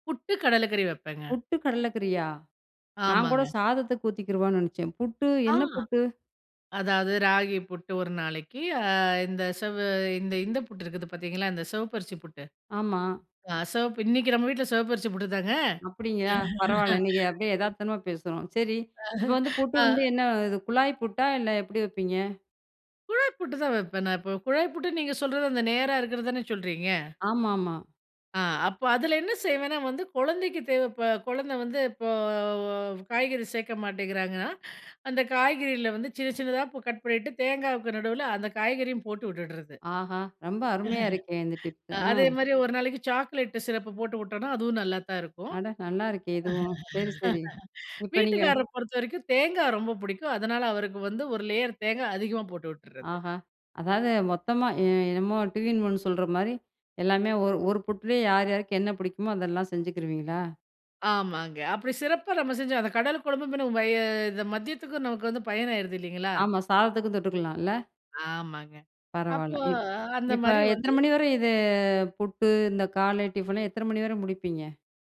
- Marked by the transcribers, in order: "அப்படிங்களா" said as "அப்படியிங்கா"; laugh; laughing while speaking: "ஆ, அ"; laugh; in English: "டிப்பு"; laugh; other background noise; in English: "லேயர்"; in English: "டுவின் ஒன்னு"; "டு இன்" said as "டுவின்"; drawn out: "அப்போ"
- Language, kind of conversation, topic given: Tamil, podcast, காலை எழுந்ததும் உங்கள் வீட்டில் முதலில் என்ன செய்யப்போகிறீர்கள்?